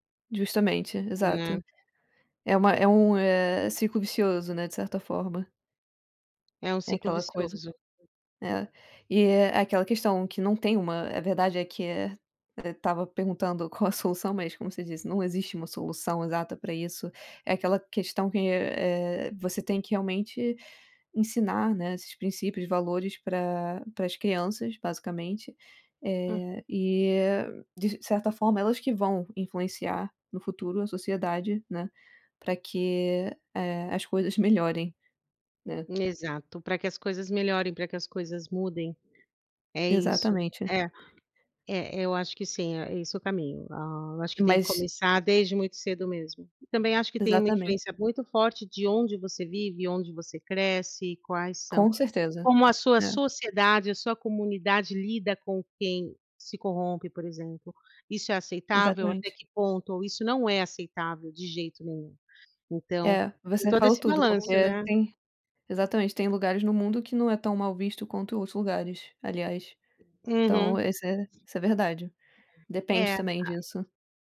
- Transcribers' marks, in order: tapping; other background noise
- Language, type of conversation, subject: Portuguese, unstructured, Você acha que o dinheiro pode corromper as pessoas?